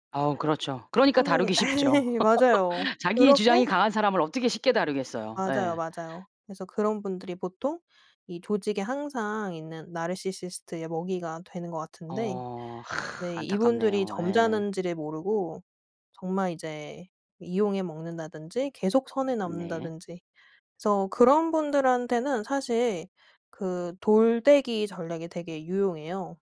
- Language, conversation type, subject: Korean, podcast, 침묵을 유지하는 것이 도움이 될 때가 있나요?
- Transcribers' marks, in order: laughing while speaking: "예"; laugh; other noise